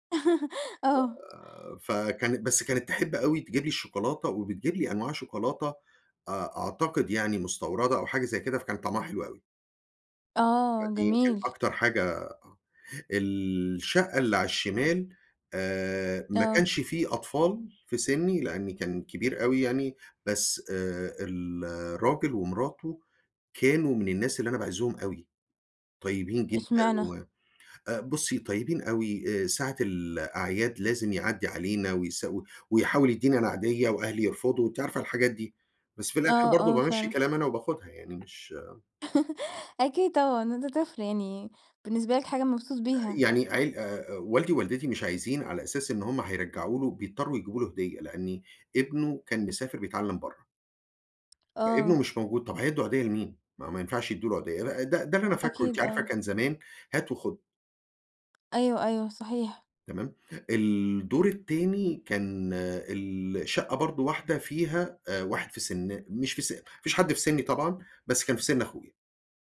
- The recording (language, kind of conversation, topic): Arabic, podcast, إيه معنى كلمة جيرة بالنسبة لك؟
- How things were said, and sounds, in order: laugh; tapping; laugh